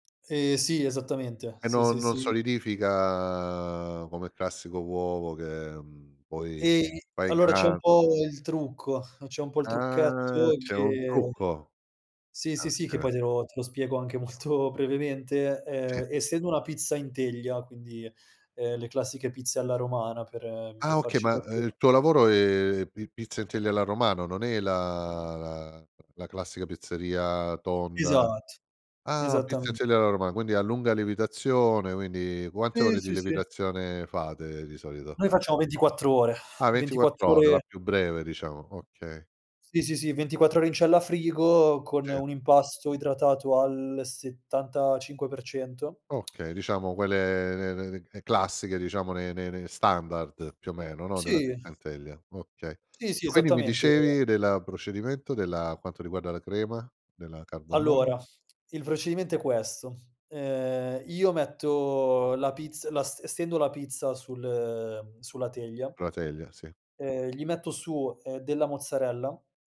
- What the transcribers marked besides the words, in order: drawn out: "solidifica"; drawn out: "Ah"; laughing while speaking: "molto"; drawn out: "è"; drawn out: "la"; other background noise; drawn out: "metto"
- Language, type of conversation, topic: Italian, podcast, Come scegli quali lavori mostrare al pubblico?